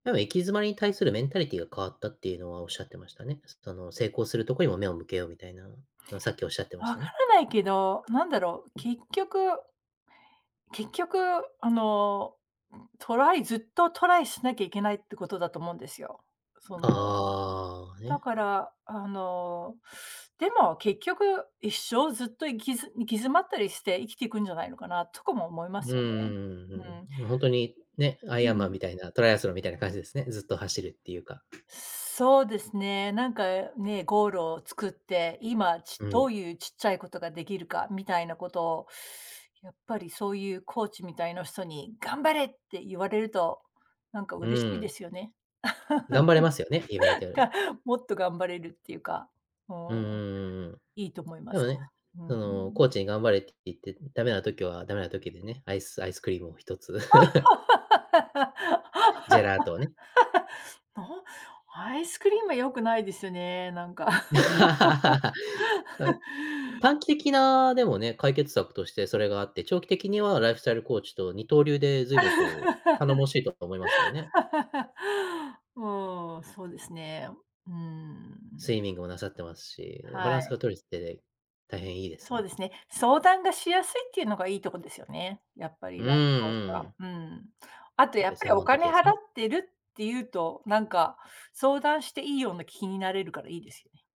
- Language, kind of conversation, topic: Japanese, podcast, 行き詰まったと感じたとき、どのように乗り越えますか？
- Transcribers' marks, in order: tapping; laugh; laugh; chuckle; other background noise; laugh; laugh; laugh; unintelligible speech